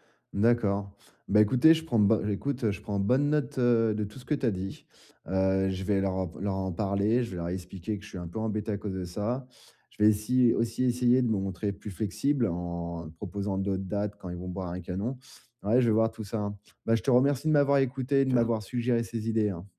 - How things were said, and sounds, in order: none
- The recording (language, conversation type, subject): French, advice, Comment faire pour ne pas me sentir isolé(e) lors des soirées et des fêtes ?
- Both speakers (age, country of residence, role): 20-24, France, advisor; 40-44, France, user